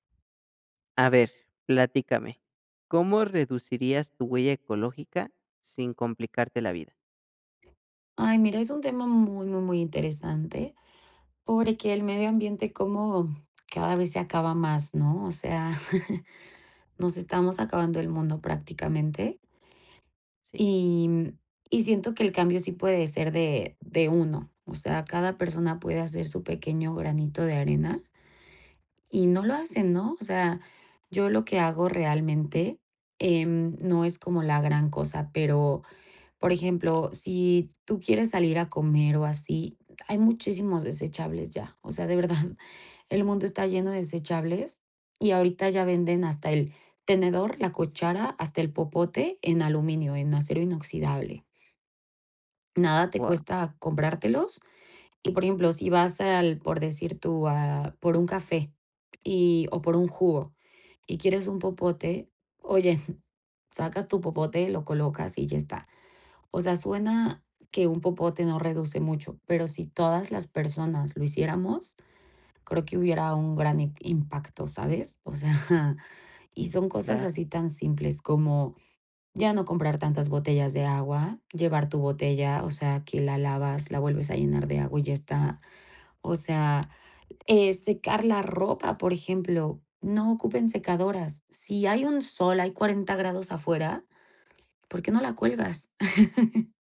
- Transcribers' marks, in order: chuckle; chuckle; chuckle
- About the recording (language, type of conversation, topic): Spanish, podcast, ¿Cómo reducirías tu huella ecológica sin complicarte la vida?